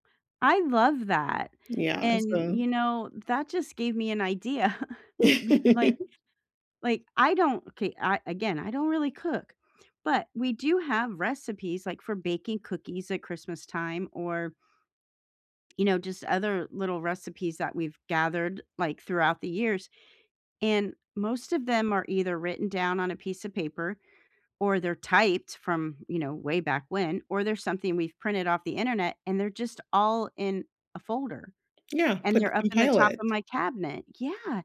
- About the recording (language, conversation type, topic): English, unstructured, Which simple, nourishing meals bring you comfort, and what stories or rituals make them special?
- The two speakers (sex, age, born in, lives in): female, 45-49, United States, United States; female, 55-59, United States, United States
- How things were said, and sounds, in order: chuckle; laugh